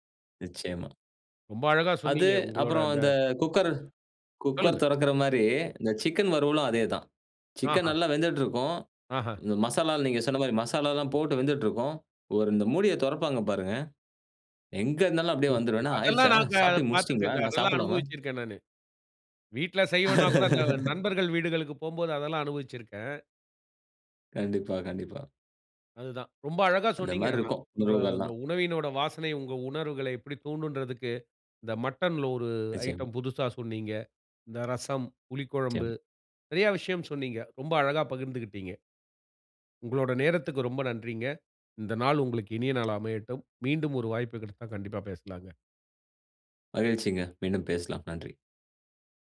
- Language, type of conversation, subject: Tamil, podcast, உணவின் வாசனை உங்கள் உணர்வுகளை எப்படித் தூண்டுகிறது?
- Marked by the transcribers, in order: other noise; tapping; unintelligible speech; other background noise; "செய்யலேன்னா" said as "செய்வேன்னா"; laugh